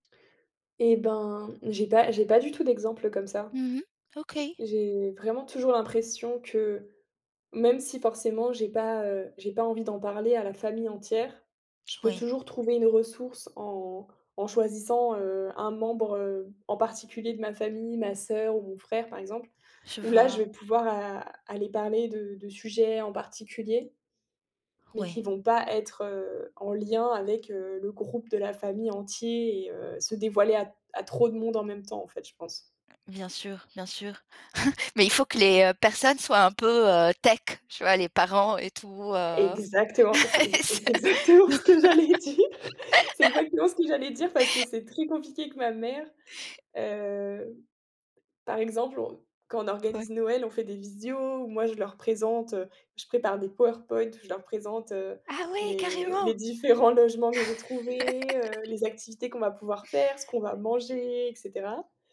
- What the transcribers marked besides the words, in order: other background noise; tapping; chuckle; stressed: "tech"; laughing while speaking: "c'est exactement ce que j'allais dire"; laugh; laughing while speaking: "c'est"; laugh; laugh
- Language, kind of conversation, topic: French, podcast, Comment garder le lien avec des proches éloignés ?